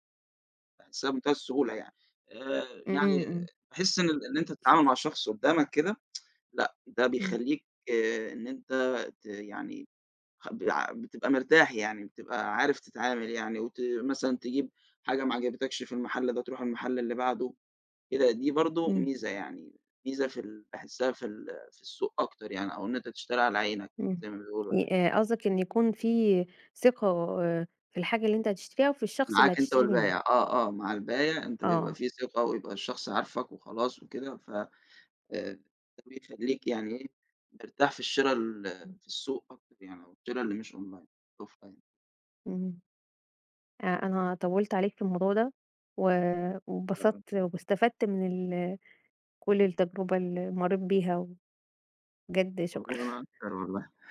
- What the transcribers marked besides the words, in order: other background noise; tsk; tapping; in English: "أونلاين، أوفلاين"; laughing while speaking: "شكرًا"
- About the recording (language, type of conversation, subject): Arabic, podcast, بتفضل تشتري أونلاين ولا من السوق؟ وليه؟